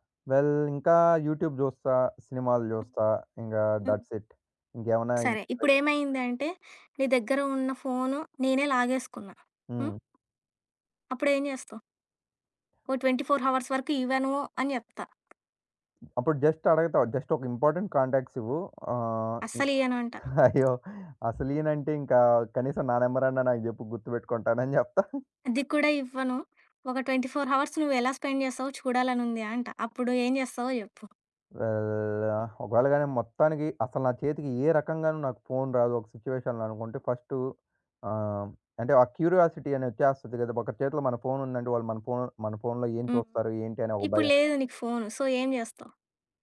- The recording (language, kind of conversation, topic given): Telugu, podcast, ఫోన్ లేకుండా ఒకరోజు మీరు ఎలా గడుపుతారు?
- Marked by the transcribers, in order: in English: "వెల్"; in English: "యూట్యూబ్"; other background noise; in English: "థట్స్ ఇట్"; in English: "ట్వెంటీ ఫోర్ హవర్స్"; tapping; in English: "జస్ట్"; in English: "జస్ట్"; in English: "ఇంపార్టెంట్ కాంటాక్ట్స్"; laughing while speaking: "అయ్యో!"; laughing while speaking: "జెప్తా"; in English: "ట్వంటీ ఫోర్ హవర్స్"; in English: "స్పెండ్"; in English: "సిట్యుయేషన్‌లో"; in English: "క్యూరియాసిటీ"; in English: "సో"